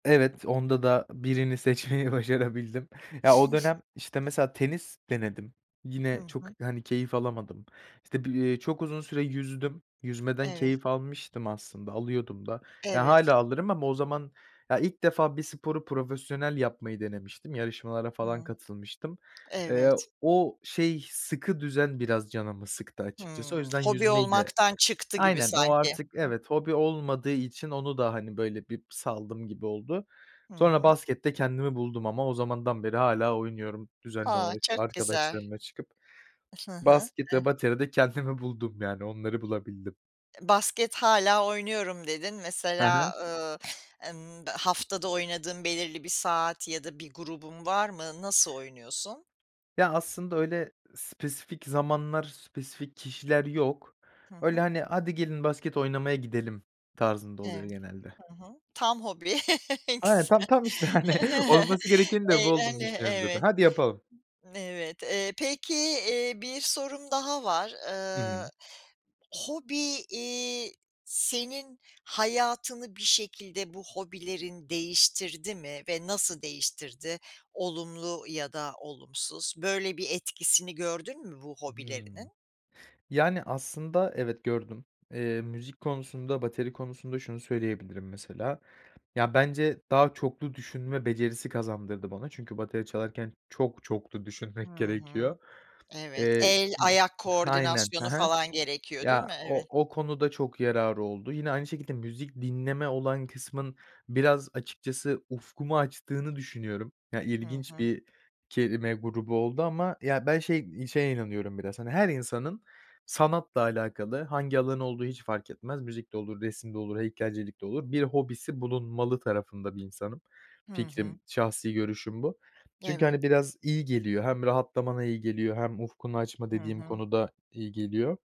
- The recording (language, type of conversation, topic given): Turkish, podcast, Hobilerine nasıl başladın, biraz anlatır mısın?
- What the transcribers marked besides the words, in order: laughing while speaking: "seçmeyi başarabildim"; chuckle; tapping; "bir" said as "bip"; other background noise; chuckle; laughing while speaking: "Ne güzel"; joyful: "tam tam, işte, hani, olması … zaten: Haydi yapalım"; laughing while speaking: "hani"; "aynen" said as "haynen"